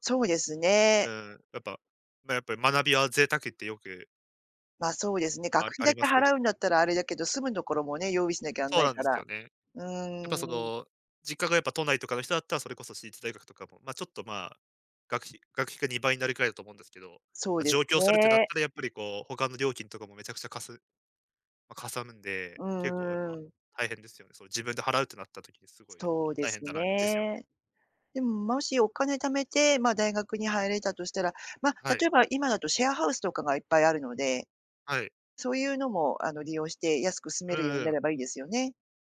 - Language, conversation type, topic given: Japanese, advice, 学校に戻って学び直すべきか、どう判断すればよいですか？
- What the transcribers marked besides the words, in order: none